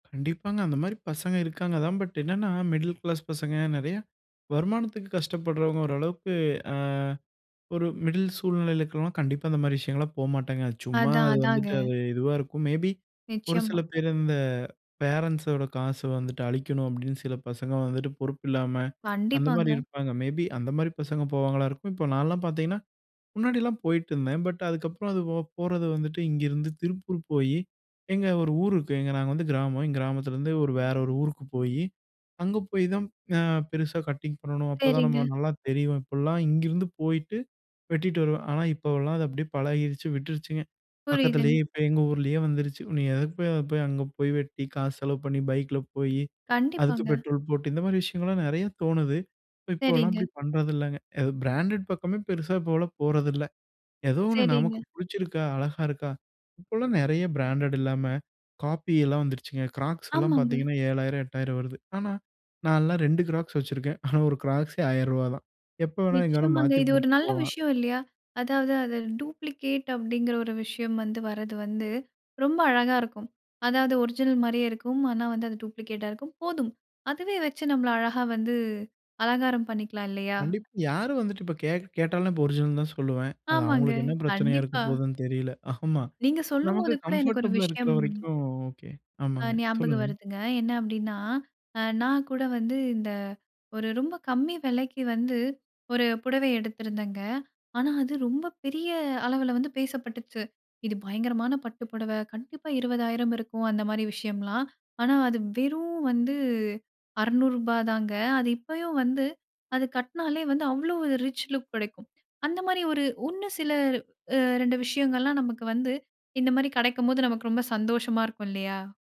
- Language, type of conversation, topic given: Tamil, podcast, சிறிய பட்ஜெட்டில் உங்கள் அலங்காரத்தை எப்படி மாற்றினீர்கள்?
- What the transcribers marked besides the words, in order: tapping; drawn out: "அ"; in English: "கம்ஃபர்டபிளா"; other background noise; "இன்னும்" said as "உன்னு"